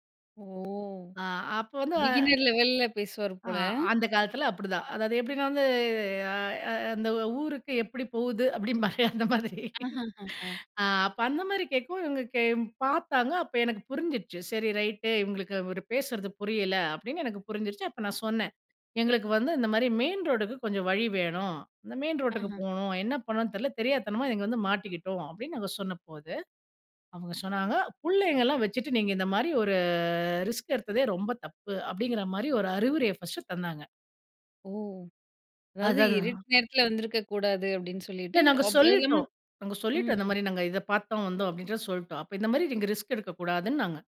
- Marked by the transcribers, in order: in English: "பிகின்னர் லெவல்ல"; laugh; drawn out: "ஒரு"
- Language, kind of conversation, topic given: Tamil, podcast, ஒரு மறக்கமுடியாத பயணம் பற்றி சொல்லுங்க, அதிலிருந்து என்ன கற்றீங்க?